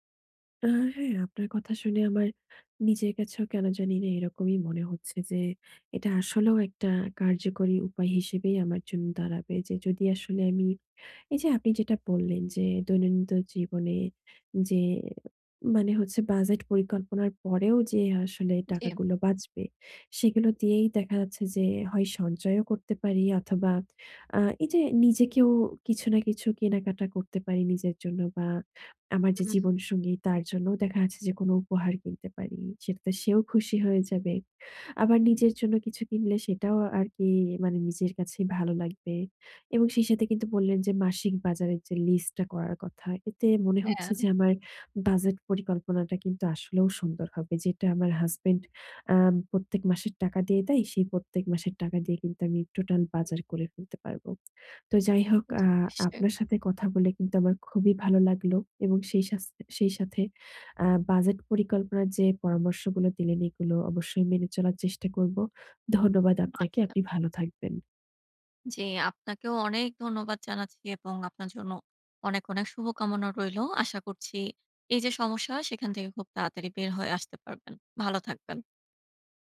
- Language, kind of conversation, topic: Bengali, advice, কেনাকাটায় বাজেট ছাড়িয়ে যাওয়া বন্ধ করতে আমি কীভাবে সঠিকভাবে বাজেট পরিকল্পনা করতে পারি?
- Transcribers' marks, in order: "দৈনন্দিন" said as "দৈনন্দ"; tapping